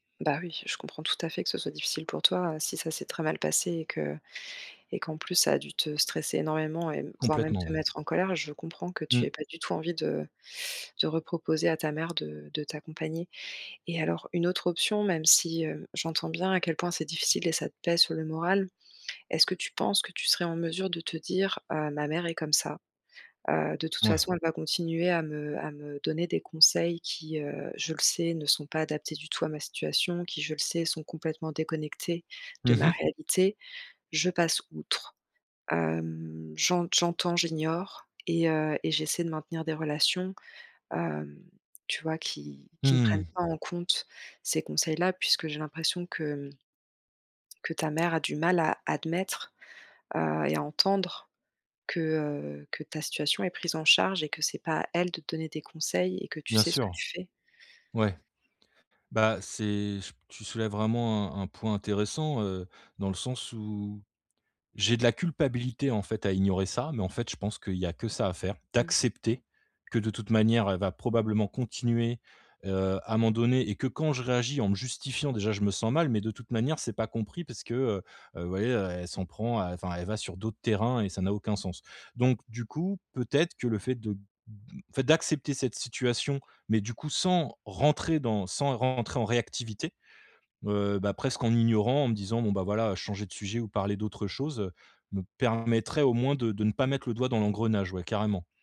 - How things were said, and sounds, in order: other background noise; tapping; stressed: "D'accepter"
- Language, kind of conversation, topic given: French, advice, Comment réagir lorsque ses proches donnent des conseils non sollicités ?